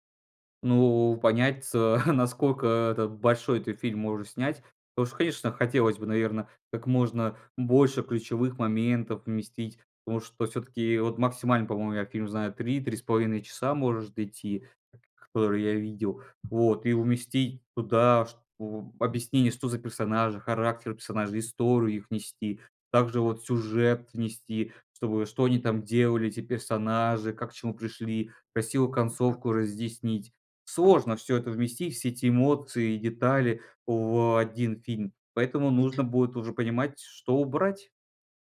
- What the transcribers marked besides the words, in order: chuckle; tapping
- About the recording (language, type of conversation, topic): Russian, podcast, Как адаптировать книгу в хороший фильм без потери сути?